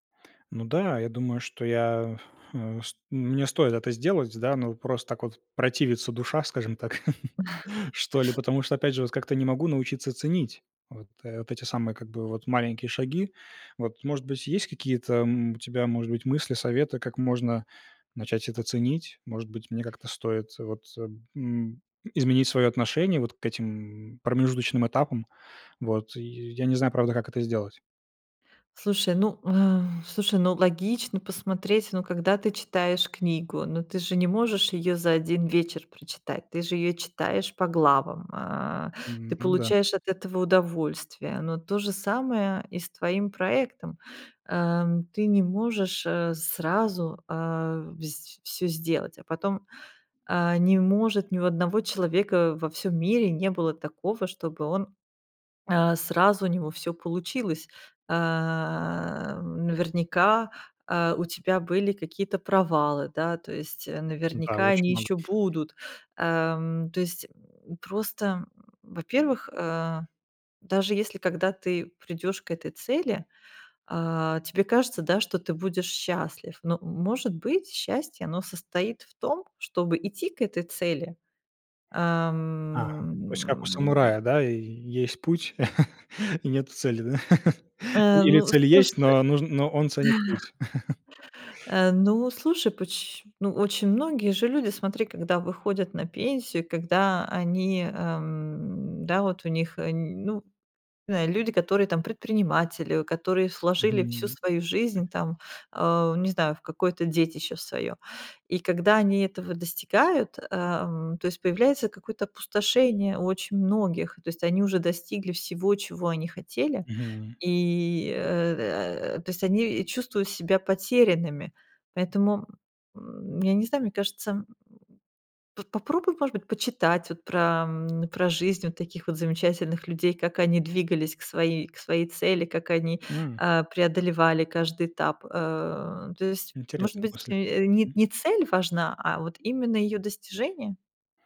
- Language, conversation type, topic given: Russian, advice, Как перестать постоянно тревожиться о будущем и испытывать тревогу при принятии решений?
- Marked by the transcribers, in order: chuckle; other background noise; exhale; tapping; drawn out: "ам"; chuckle; laugh; chuckle; chuckle